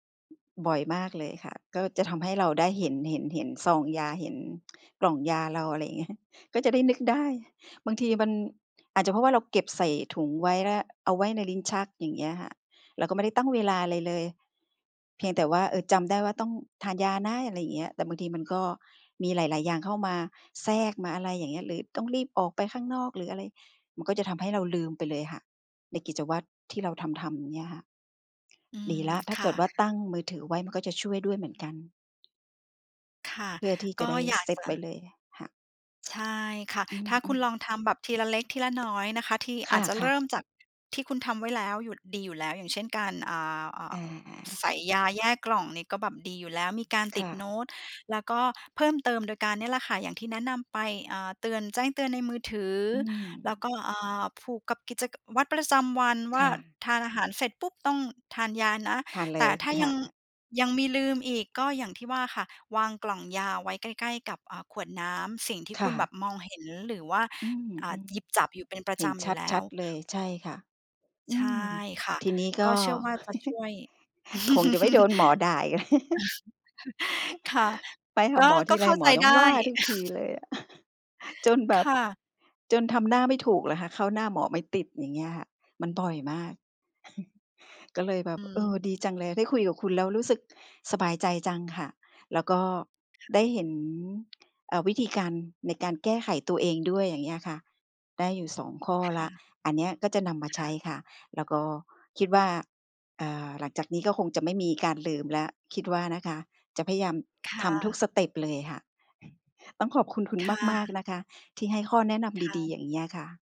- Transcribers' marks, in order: chuckle; other background noise; chuckle; laughing while speaking: "แล้ว"; chuckle; chuckle; chuckle; chuckle; chuckle
- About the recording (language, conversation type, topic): Thai, advice, คุณลืมกินยาหรือพลาดนัดพบแพทย์เป็นประจำหรือไม่?